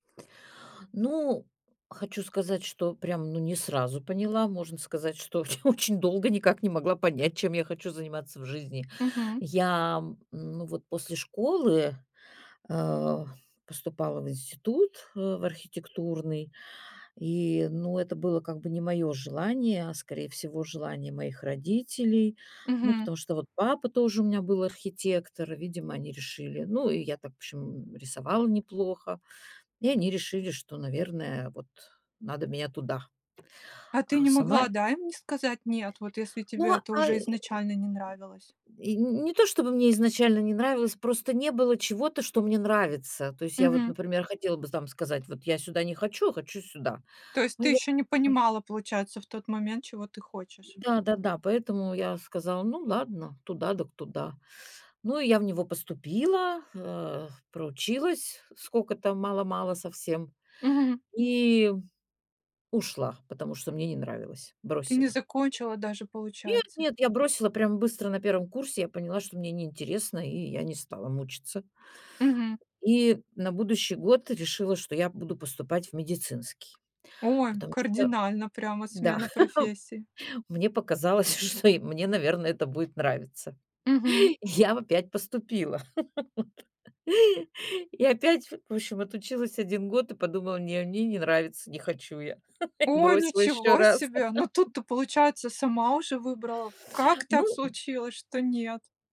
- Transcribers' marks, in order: laughing while speaking: "что очень долго"; grunt; tapping; chuckle; laughing while speaking: "мне показалось, что и мне … Бросила еще раз"; surprised: "Ой, ничего себе! Но тут-то … случилось, что нет?"; other background noise
- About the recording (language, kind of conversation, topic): Russian, podcast, Как ты понял, чем хочешь заниматься в жизни?